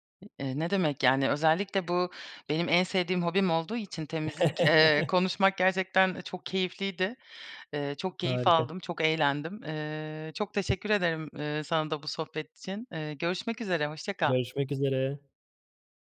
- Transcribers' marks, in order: laugh
- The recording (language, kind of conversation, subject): Turkish, podcast, Haftalık temizlik planını nasıl oluşturuyorsun?
- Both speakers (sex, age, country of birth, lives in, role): female, 30-34, Turkey, Germany, guest; male, 30-34, Turkey, Sweden, host